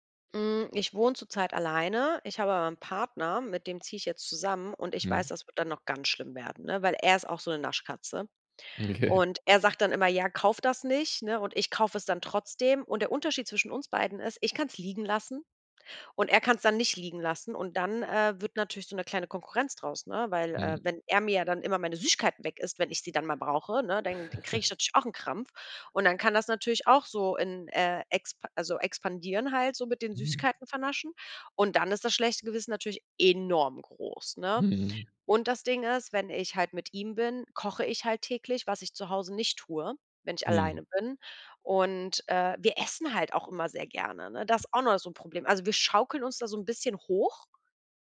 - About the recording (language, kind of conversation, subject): German, advice, Wie fühlt sich dein schlechtes Gewissen an, nachdem du Fastfood oder Süßigkeiten gegessen hast?
- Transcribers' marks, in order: laughing while speaking: "Okay"; chuckle; stressed: "enorm"